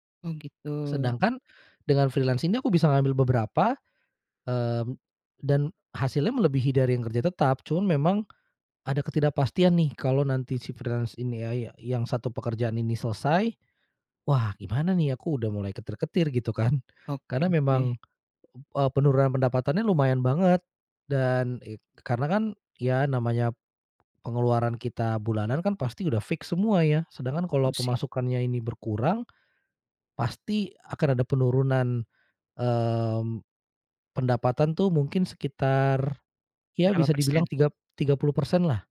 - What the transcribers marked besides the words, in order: in English: "freelance"; in English: "freelance"; in English: "fix"
- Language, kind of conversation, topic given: Indonesian, advice, Bagaimana cara menghadapi ketidakpastian keuangan setelah pengeluaran mendadak atau penghasilan menurun?